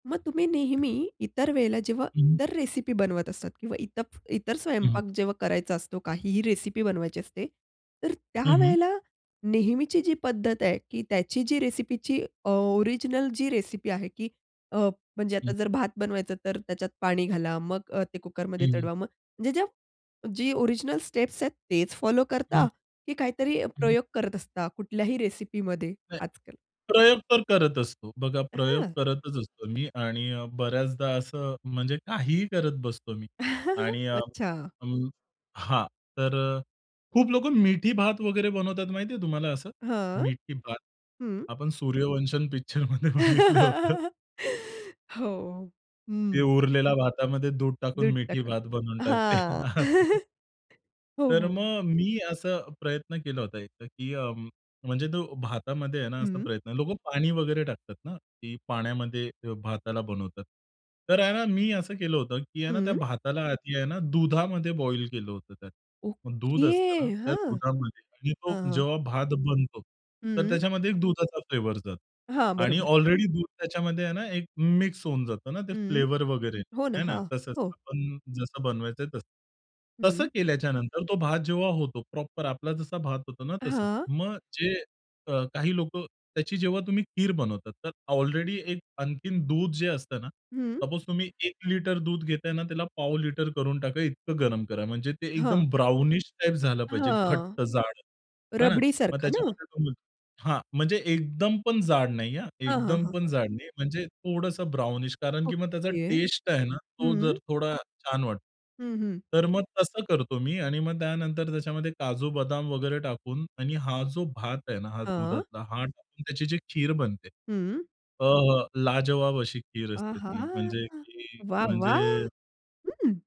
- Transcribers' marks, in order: other background noise; in English: "स्टेप्स"; tapping; chuckle; laughing while speaking: "पिक्चरमध्ये बघितलं होतं"; laugh; laughing while speaking: "टाकते. असं"; chuckle; in English: "प्रॉपर"; unintelligible speech
- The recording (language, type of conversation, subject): Marathi, podcast, स्वयंपाक करायला तुम्हाला काय आवडते?